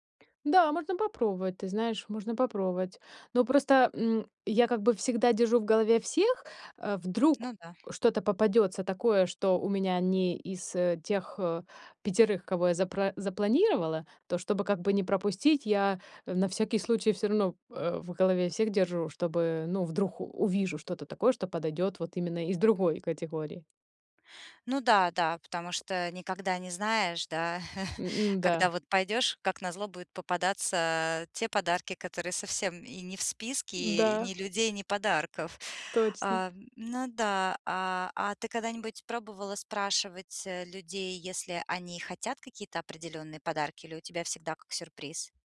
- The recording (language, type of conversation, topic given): Russian, advice, Почему мне так трудно выбрать подарок и как не ошибиться с выбором?
- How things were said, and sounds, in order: "вдруг" said as "вдрух"; tapping; chuckle